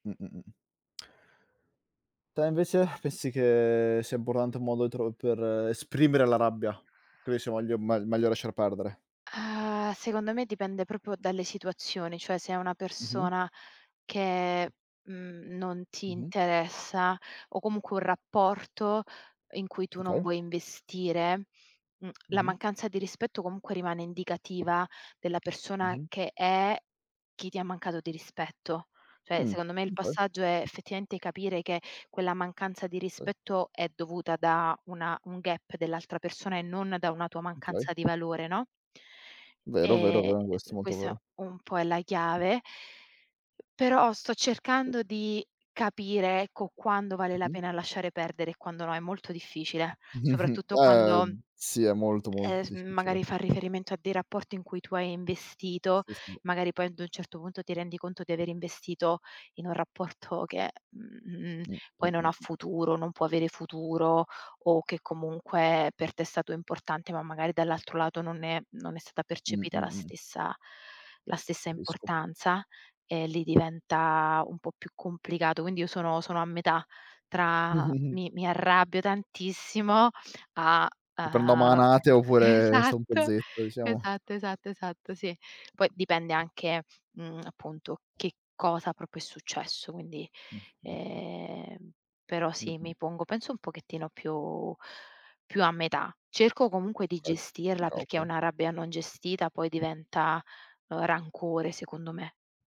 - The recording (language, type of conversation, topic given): Italian, unstructured, Come gestisci la rabbia quando non ti senti rispettato?
- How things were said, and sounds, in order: "Pensi" said as "pessi"; other background noise; "proprio" said as "propio"; unintelligible speech; in English: "gap"; tapping; other noise; chuckle; chuckle; laughing while speaking: "esatto"; "proprio" said as "propio"; "Okay" said as "ka"